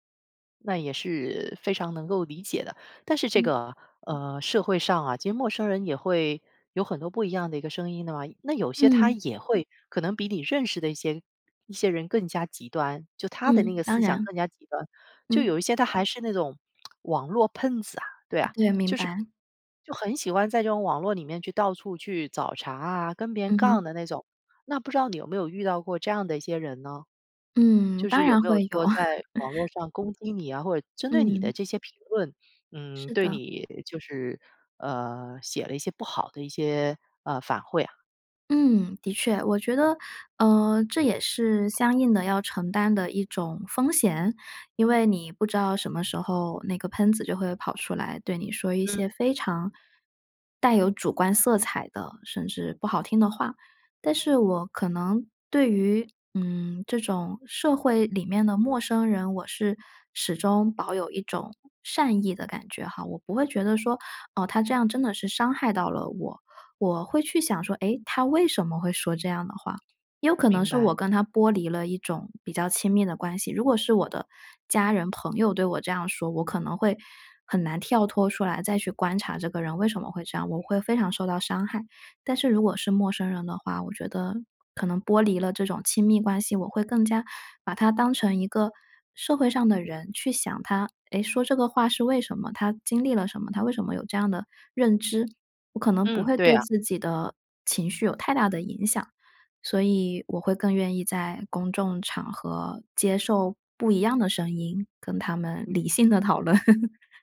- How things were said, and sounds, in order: other background noise; lip smack; chuckle; "反馈" said as "反会"; tapping; chuckle
- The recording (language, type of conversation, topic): Chinese, podcast, 社交媒体怎样改变你的表达？